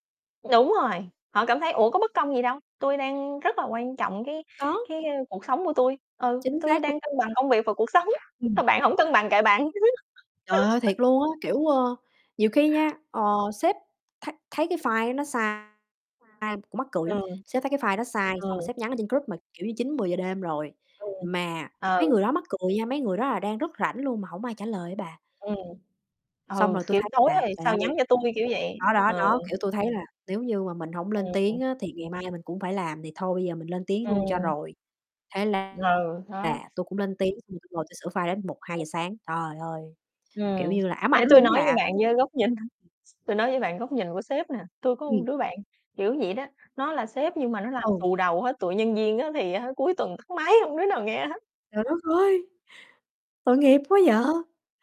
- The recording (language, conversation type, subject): Vietnamese, unstructured, Bạn đã bao giờ cảm thấy bị đối xử bất công ở nơi làm việc chưa?
- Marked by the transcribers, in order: unintelligible speech; distorted speech; other background noise; chuckle; tapping; unintelligible speech; chuckle